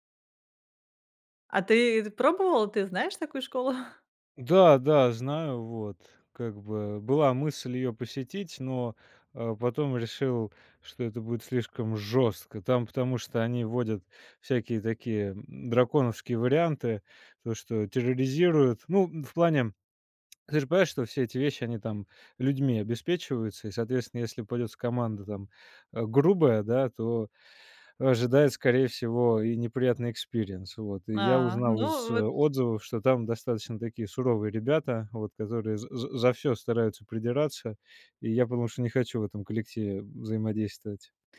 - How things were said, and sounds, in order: laughing while speaking: "школу?"; tapping; in English: "experience"
- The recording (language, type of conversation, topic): Russian, podcast, Где искать бесплатные возможности для обучения?